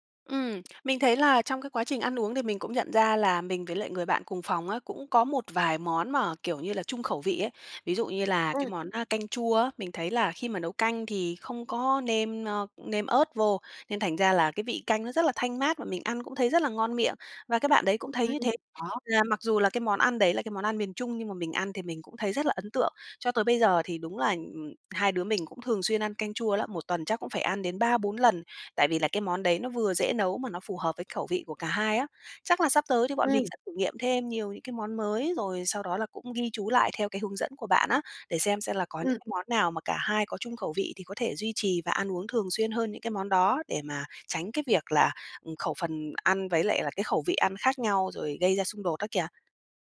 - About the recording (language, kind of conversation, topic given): Vietnamese, advice, Làm sao để cân bằng chế độ ăn khi sống chung với người có thói quen ăn uống khác?
- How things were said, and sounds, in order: other background noise; tapping